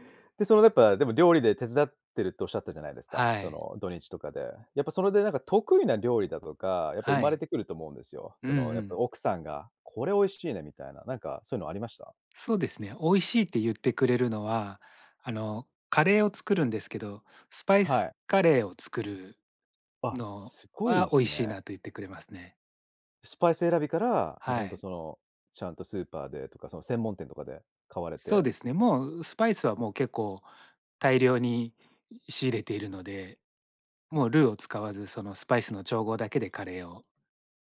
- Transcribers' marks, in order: none
- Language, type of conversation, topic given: Japanese, podcast, 家事の分担はどうやって決めていますか？